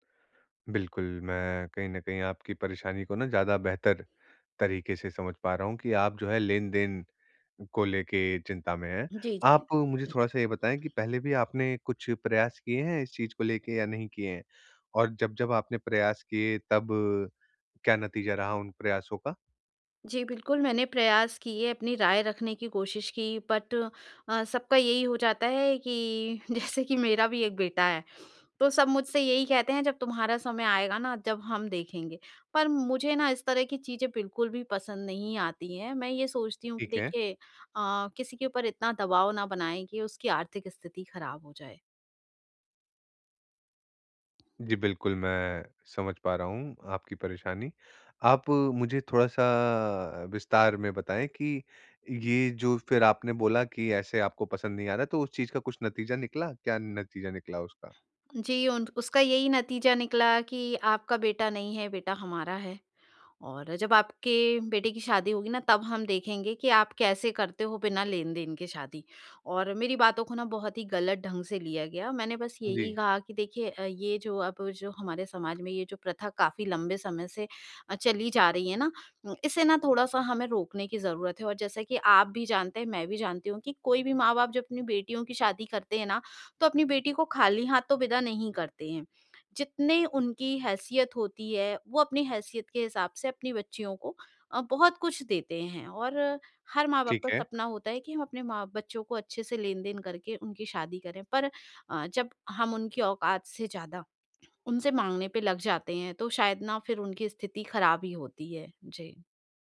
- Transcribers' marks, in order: throat clearing; other background noise; in English: "बट"; laughing while speaking: "जैसे कि"; tapping
- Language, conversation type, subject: Hindi, advice, समूह में जब सबकी सोच अलग हो, तो मैं अपनी राय पर कैसे कायम रहूँ?
- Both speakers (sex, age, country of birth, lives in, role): female, 40-44, India, India, user; male, 25-29, India, India, advisor